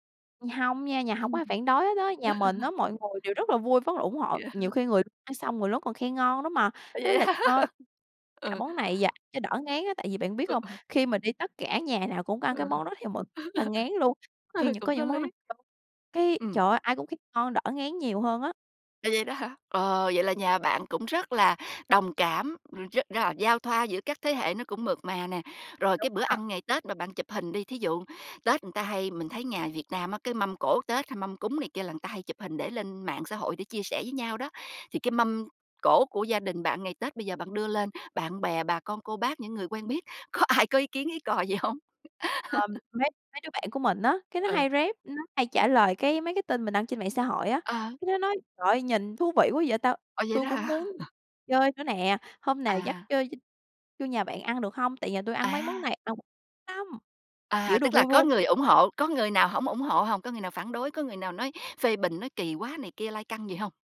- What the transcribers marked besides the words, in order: chuckle; tapping; laughing while speaking: "Vậy hả?"; other background noise; laughing while speaking: "À vậy ha?"; unintelligible speech; laughing while speaking: "Ừ"; laughing while speaking: "Ừ. Ừ"; chuckle; "người" said as "ừn"; "người" said as "ừn"; laughing while speaking: "có ai"; laughing while speaking: "hông?"; chuckle; in English: "rep"; chuckle; unintelligible speech
- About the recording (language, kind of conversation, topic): Vietnamese, podcast, Bạn có thể kể về một truyền thống gia đình mà bạn trân trọng không?